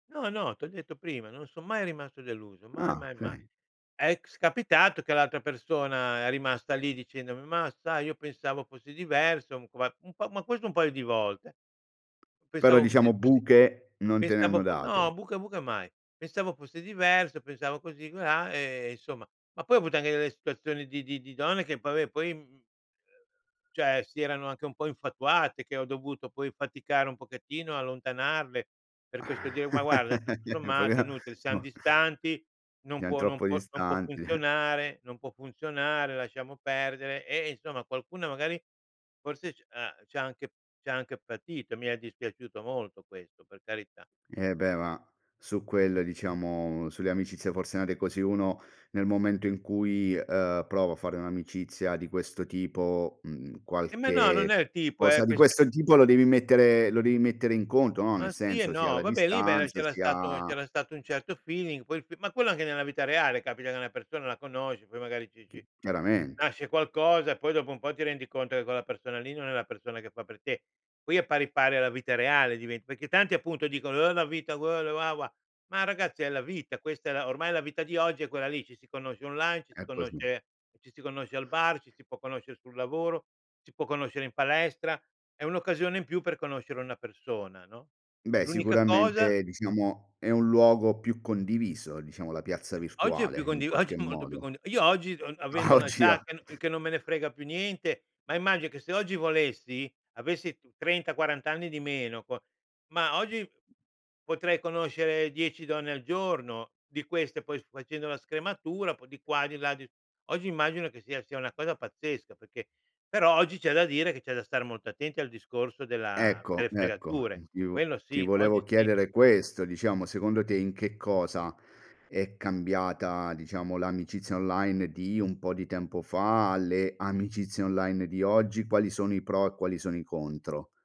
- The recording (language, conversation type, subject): Italian, podcast, Hai mai trasformato un’amicizia online in una reale?
- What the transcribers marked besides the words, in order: unintelligible speech; tapping; "cioè" said as "ceh"; chuckle; unintelligible speech; other background noise; unintelligible speech; other noise